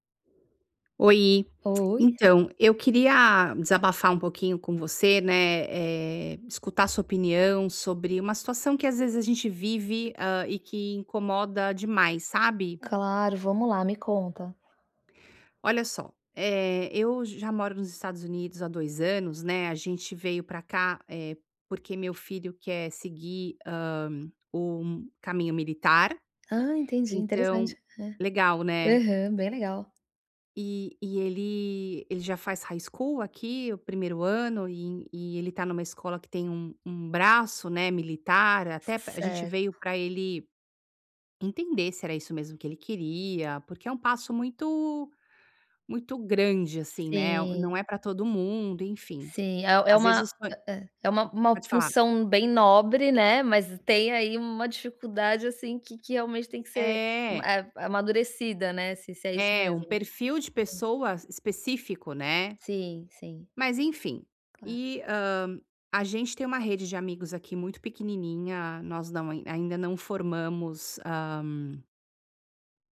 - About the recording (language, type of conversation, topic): Portuguese, advice, Como posso estabelecer limites com amigos sem magoá-los?
- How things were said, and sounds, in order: in English: "High School"; unintelligible speech